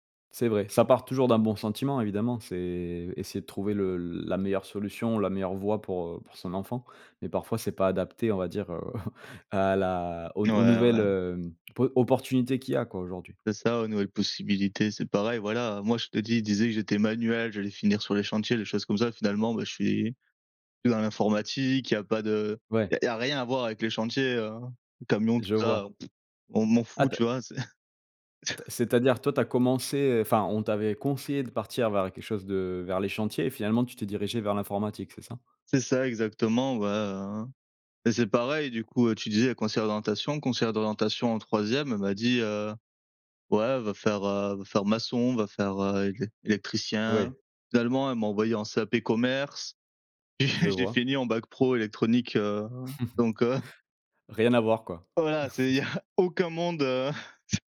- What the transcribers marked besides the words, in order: chuckle; lip trill; chuckle; chuckle; chuckle; chuckle
- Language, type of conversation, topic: French, unstructured, Faut-il donner plus de liberté aux élèves dans leurs choix d’études ?